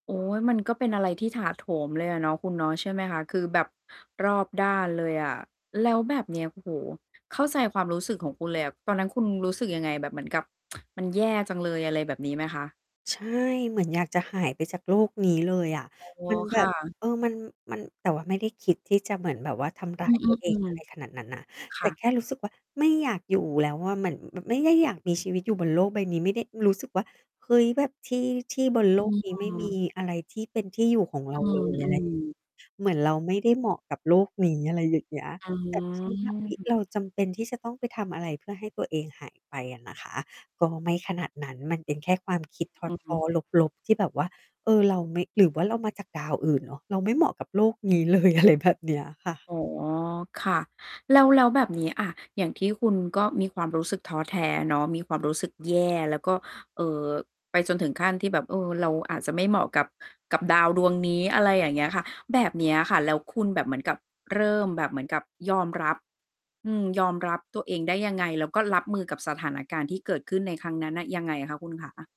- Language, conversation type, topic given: Thai, podcast, เวลาที่คุณท้อที่สุด คุณทำอย่างไรให้ลุกขึ้นมาได้อีกครั้ง?
- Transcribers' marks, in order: distorted speech; tsk; other background noise; mechanical hum; laughing while speaking: "เลย อะไรแบบเนี้ย"